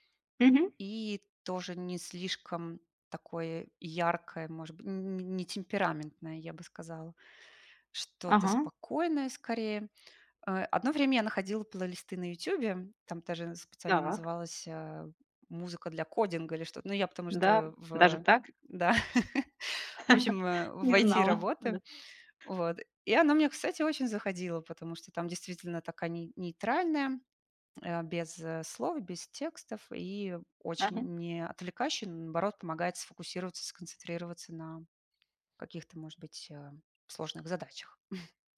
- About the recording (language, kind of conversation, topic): Russian, podcast, Как ты выбираешь музыку под настроение?
- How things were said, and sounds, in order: chuckle; laugh; tapping; chuckle